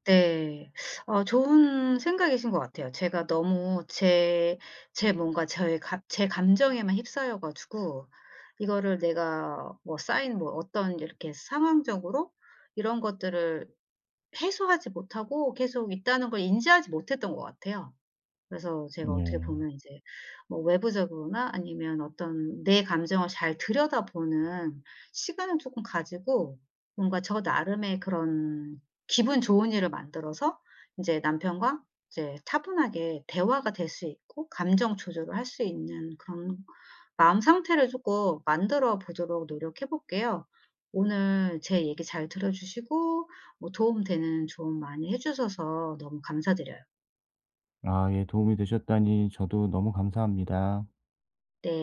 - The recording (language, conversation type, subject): Korean, advice, 감정을 더 잘 조절하고 상대에게 더 적절하게 반응하려면 어떻게 해야 할까요?
- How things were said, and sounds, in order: tapping